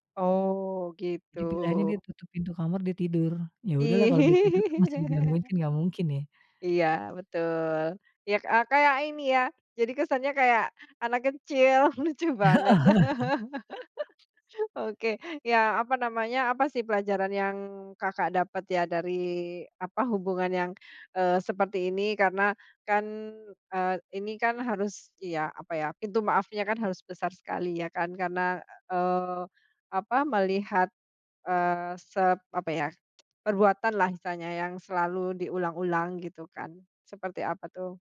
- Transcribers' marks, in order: chuckle; laughing while speaking: "lucu"; chuckle
- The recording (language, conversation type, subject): Indonesian, podcast, Bagaimana cara memaafkan kesalahan yang berulang dari orang terdekat?